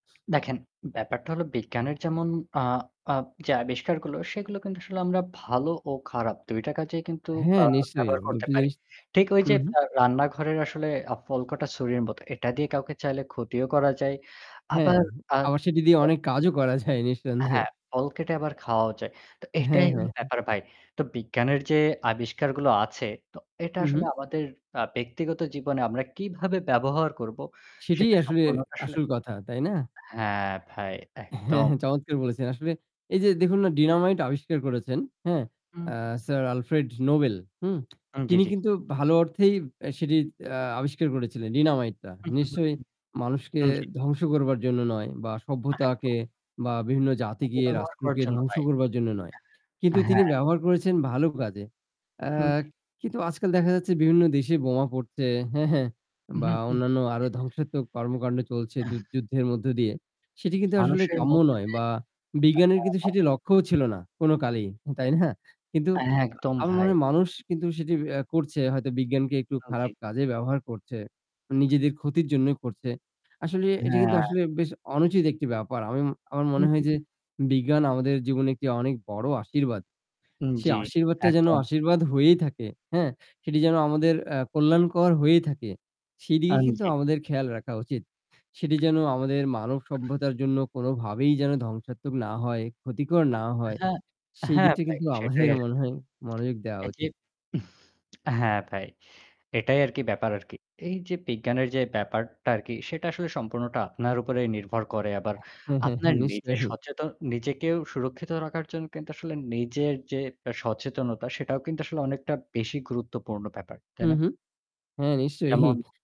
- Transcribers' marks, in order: other background noise; static; other noise; tapping; laughing while speaking: "হ্যাঁ, হ্যাঁ, নিশ্চয়ই"
- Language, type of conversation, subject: Bengali, unstructured, বিজ্ঞান কীভাবে আমাদের জীবনকে আরও সহজ ও আনন্দময় করে তোলে?